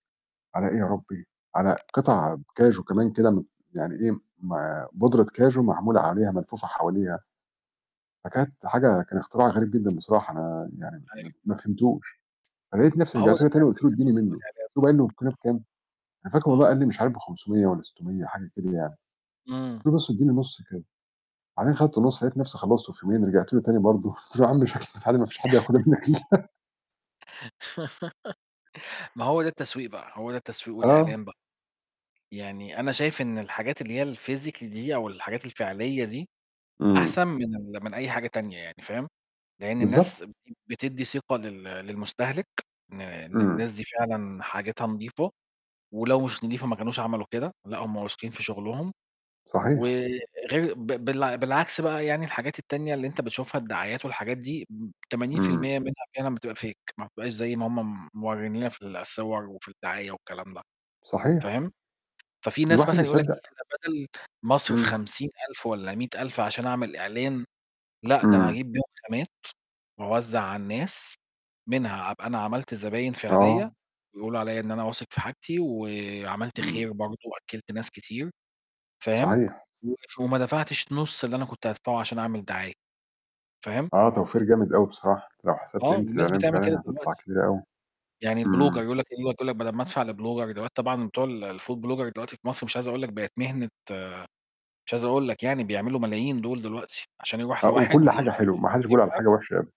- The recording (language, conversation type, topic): Arabic, unstructured, هل إعلانات التلفزيون بتستخدم خداع عشان تجذب المشاهدين؟
- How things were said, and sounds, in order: tapping; distorted speech; unintelligible speech; laughing while speaking: "برضه قلت له يا عم … منك الَّا أنا"; giggle; laugh; in English: "الphysically"; in English: "fake"; in English: "الblogger"; in English: "لblogger"; in English: "الfood blogger"; unintelligible speech